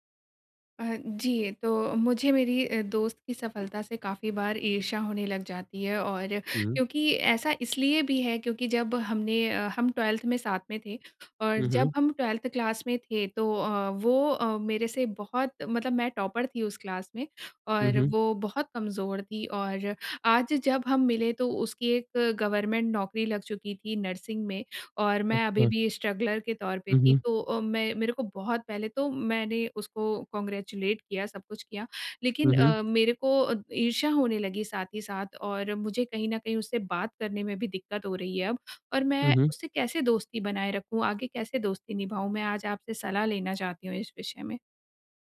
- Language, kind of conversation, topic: Hindi, advice, ईर्ष्या के बावजूद स्वस्थ दोस्ती कैसे बनाए रखें?
- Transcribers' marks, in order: in English: "ट्वेल्थ"; in English: "ट्वेल्थ क्लास"; in English: "टॉपर"; in English: "क्लास"; in English: "गवर्नमेंट"; in English: "नर्सिंग"; in English: "स्ट्रगलर"; in English: "कांग्रेचुलेट"